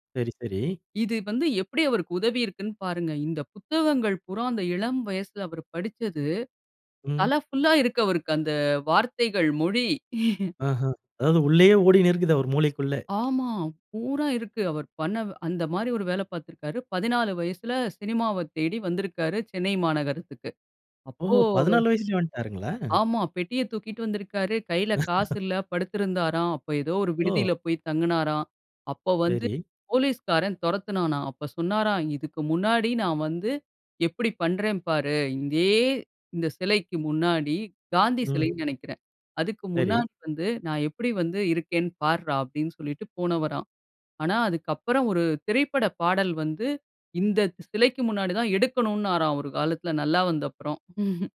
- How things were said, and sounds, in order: chuckle; surprised: "ஆமா. பூரா இருக்கு. அவர் பண்ண … வந்திருக்காரு சென்னை மாநகரத்துக்கு"; surprised: "ஓஹோ! பதினாலு வயசுலயே வந்ட்டாருங்களா?"; laugh; chuckle
- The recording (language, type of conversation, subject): Tamil, podcast, படம், பாடல் அல்லது ஒரு சம்பவம் மூலம் ஒரு புகழ்பெற்றவர் உங்கள் வாழ்க்கையை எப்படிப் பாதித்தார்?